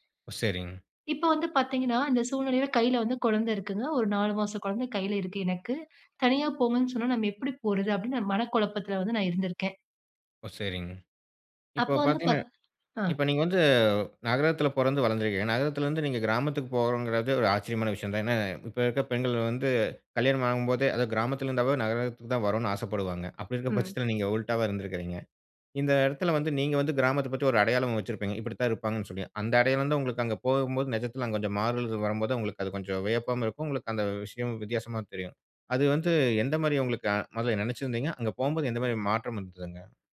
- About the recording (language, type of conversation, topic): Tamil, podcast, மாறுதல் ஏற்பட்டபோது உங்கள் உறவுகள் எவ்வாறு பாதிக்கப்பட்டன?
- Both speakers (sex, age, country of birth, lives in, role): female, 30-34, India, India, guest; male, 35-39, India, India, host
- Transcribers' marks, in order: "சரிங்க" said as "சரிங்"; other noise